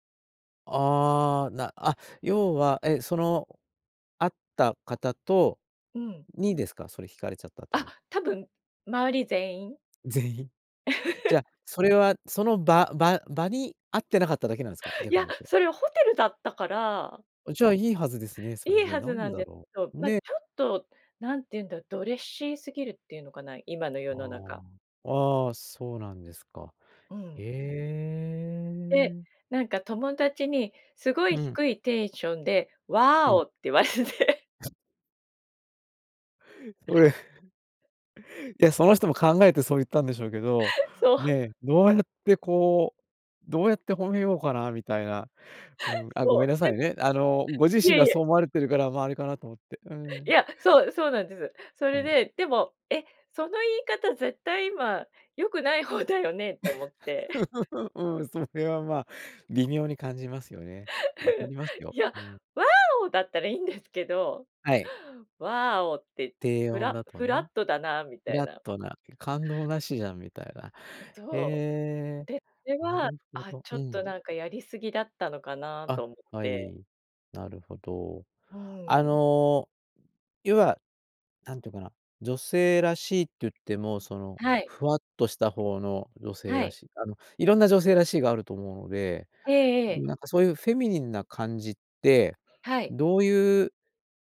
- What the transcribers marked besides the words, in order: laugh; drawn out: "へえ"; laughing while speaking: "って言われて"; unintelligible speech; other noise; laugh; laughing while speaking: "うん、それは、まあ"; laugh; laugh; in English: "フラット"; in English: "フラット"
- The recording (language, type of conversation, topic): Japanese, podcast, 着るだけで気分が上がる服には、どんな特徴がありますか？